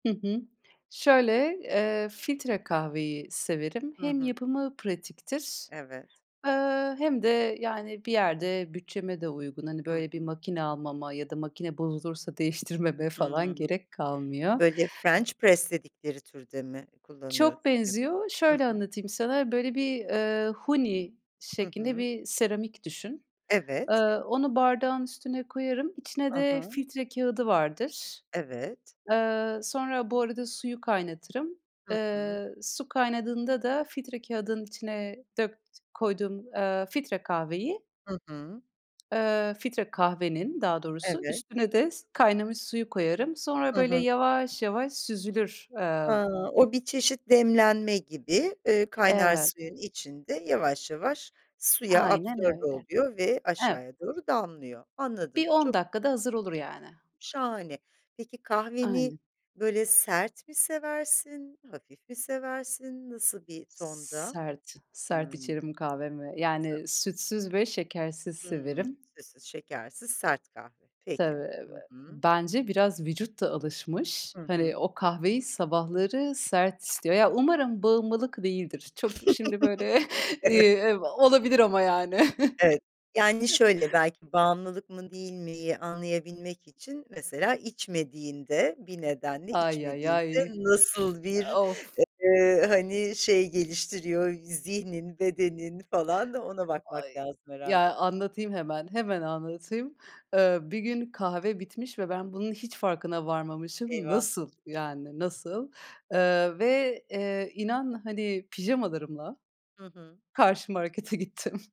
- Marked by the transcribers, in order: tapping; in English: "french press"; other background noise; unintelligible speech; lip smack; chuckle; chuckle; stressed: "Nasıl?"; laughing while speaking: "gittim"
- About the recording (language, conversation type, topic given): Turkish, podcast, Evde huzurlu bir sabah yaratmak için neler yaparsın?